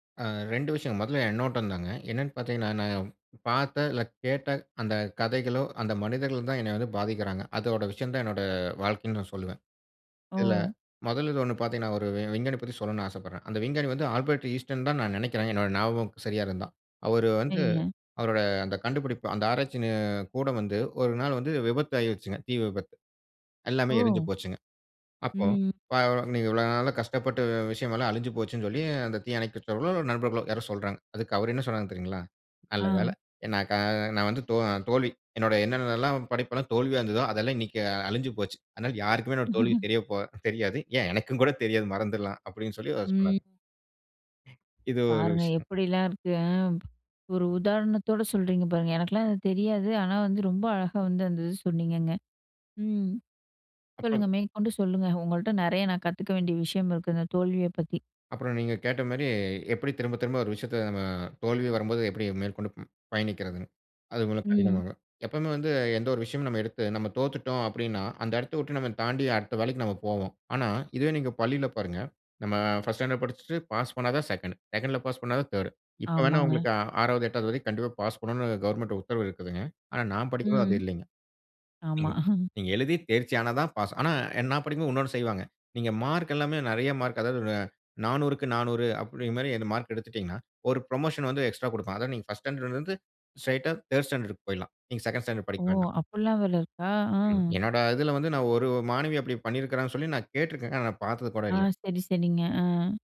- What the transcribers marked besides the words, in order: other background noise; chuckle; laughing while speaking: "மறந்துடலாம்"; other noise; in English: "ஃபர்ஸ்ட் ஸ்டாண்டர்ட்"; in English: "செகண்ட்டு செகண்ட்டுல"; in English: "தேர்டு"; chuckle; in English: "புரமோஷன்"; in English: "எக்ஸ்ட்ரா"; in English: "ஃபர்ஸ்ட் ஸ்டாண்டர்ட்லருந்து, ஸ்ட்ரெய்ட்டா தேர்டு ஸ்டாண்டர்டுக்கு"; in English: "செகண்ட்டு ஸ்டாண்டர்ட்"
- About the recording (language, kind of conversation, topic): Tamil, podcast, தோல்வி வந்தால் அதை கற்றலாக மாற்ற நீங்கள் எப்படி செய்கிறீர்கள்?